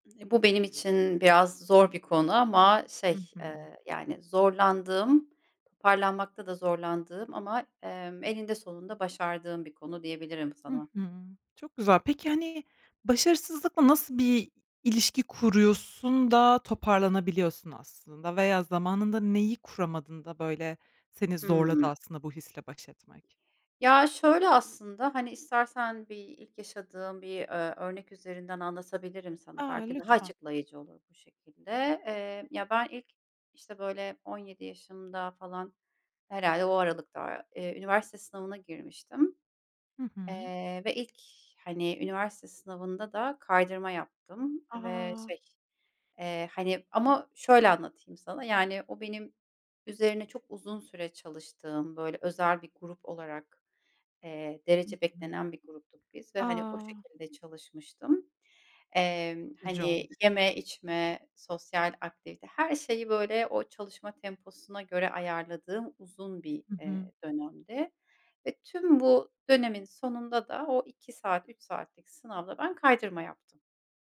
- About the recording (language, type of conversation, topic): Turkish, podcast, Başarısızlıktan sonra nasıl toparlanırsın?
- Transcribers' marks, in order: other background noise